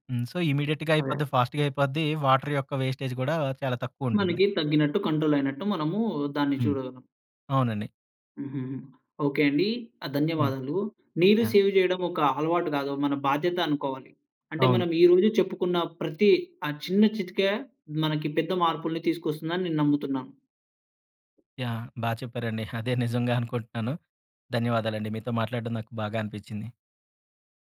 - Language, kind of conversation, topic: Telugu, podcast, ఇంట్లో నీటిని ఆదా చేసి వాడడానికి ఏ చిట్కాలు పాటించాలి?
- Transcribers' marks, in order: in English: "సో ఇమిడియట్‌గా"; in English: "ఫాస్ట్‌గా"; in English: "వాటర్"; in English: "వేస్టేజ్"; in English: "కంట్రోల్"; in English: "సేవ్"; in English: "యాహ్!"; in English: "యాహ్!"; laughing while speaking: "అదే నిజంగా అనుకుంటున్నాను"